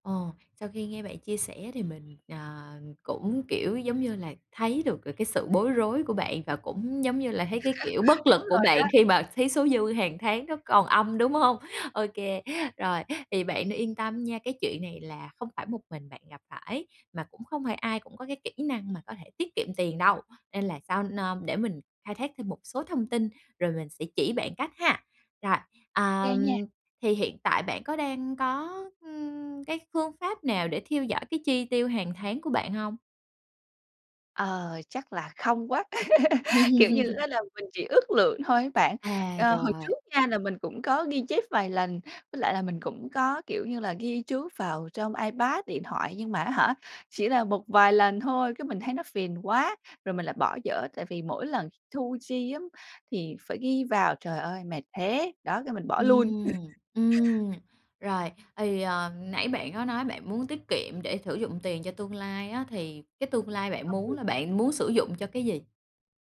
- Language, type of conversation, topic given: Vietnamese, advice, Làm thế nào để quản lý ngân sách chi tiêu cá nhân và kiểm soát chi tiêu hằng tháng hiệu quả?
- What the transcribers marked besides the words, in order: other background noise; tapping; laugh; laughing while speaking: "Đúng rồi đó"; laughing while speaking: "đúng hông?"; laugh; laugh